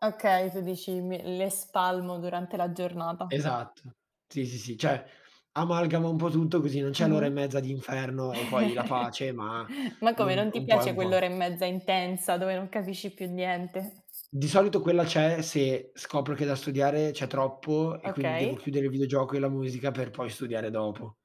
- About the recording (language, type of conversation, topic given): Italian, unstructured, Qual è il tuo hobby preferito e perché ti piace così tanto?
- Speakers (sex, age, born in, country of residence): female, 25-29, Italy, Italy; male, 18-19, Italy, Italy
- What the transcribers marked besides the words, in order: other background noise; "cioè" said as "ceh"; chuckle